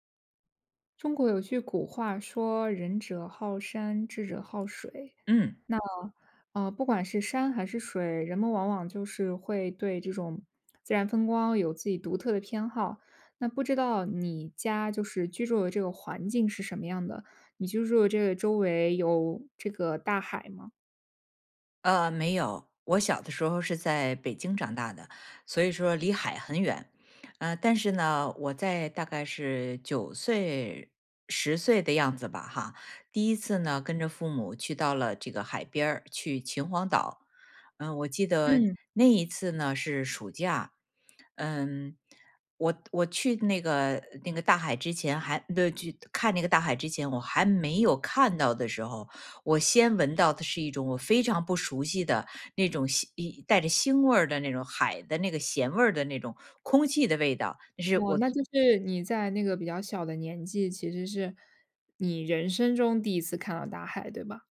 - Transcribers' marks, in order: lip smack
- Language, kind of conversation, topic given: Chinese, podcast, 你第一次看到大海时是什么感觉？